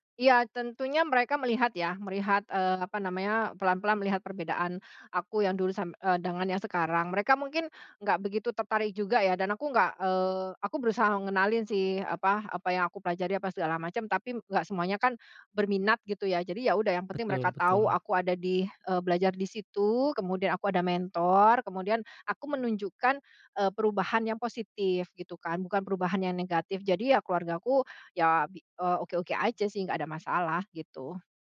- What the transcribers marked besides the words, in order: none
- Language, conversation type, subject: Indonesian, podcast, Siapa yang membantumu meninggalkan cara pandang lama?